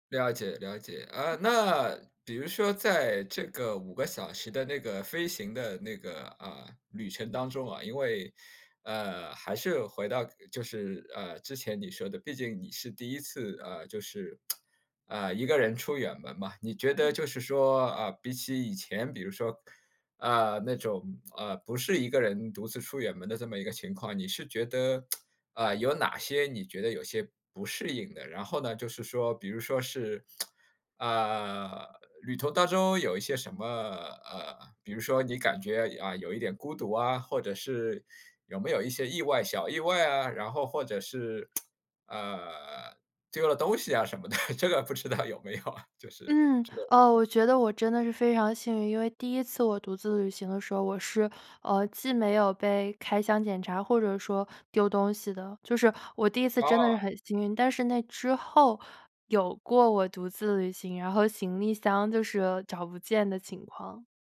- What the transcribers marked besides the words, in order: other background noise; tsk; tsk; tsk; tsk; laugh; laughing while speaking: "这个不知道有没有啊"
- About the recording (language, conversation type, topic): Chinese, podcast, 你第一次独自旅行是什么感觉？